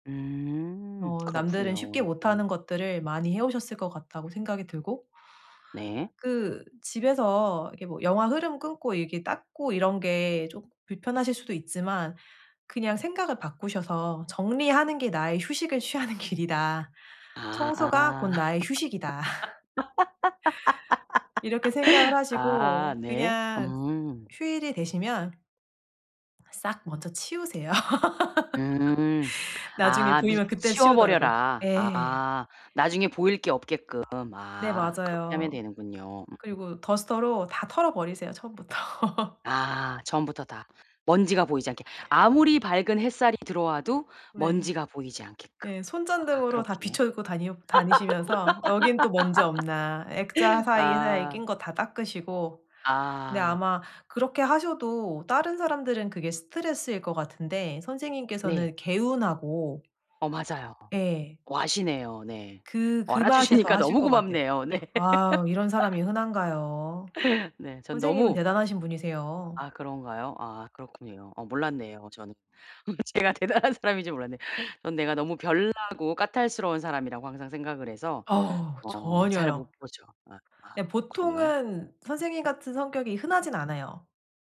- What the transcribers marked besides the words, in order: other background noise; laughing while speaking: "취하는"; laugh; laugh; tapping; laughing while speaking: "치우세요"; laugh; laughing while speaking: "처음부터"; laugh; laugh; laughing while speaking: "알아 주시니까"; laughing while speaking: "네"; laugh; laughing while speaking: "뭐 제가 대단한 사람인 줄 몰랐네"
- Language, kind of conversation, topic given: Korean, advice, 집에서 어떻게 하면 더 잘 쉬고 긴장을 풀 수 있을까요?
- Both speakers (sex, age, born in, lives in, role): female, 35-39, South Korea, Netherlands, advisor; female, 45-49, South Korea, United States, user